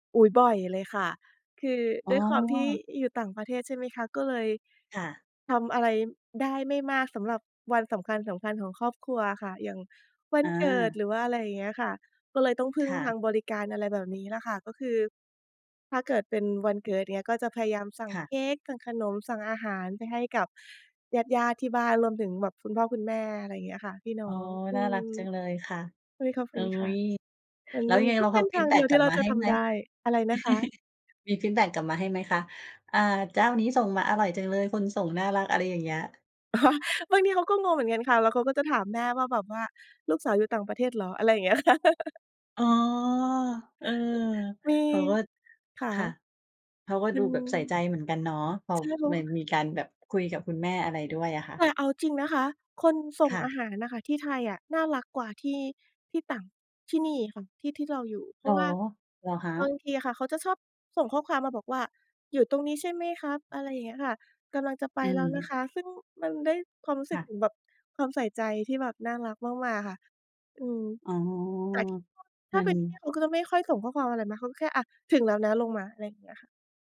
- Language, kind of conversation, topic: Thai, podcast, คุณใช้แอปสั่งอาหารบ่อยแค่ไหน และมีประสบการณ์อะไรที่อยากเล่าให้ฟังบ้าง?
- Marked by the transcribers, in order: tapping; chuckle; laughing while speaking: "อ๋อ"; chuckle; drawn out: "อ๋อ"; other noise; unintelligible speech; unintelligible speech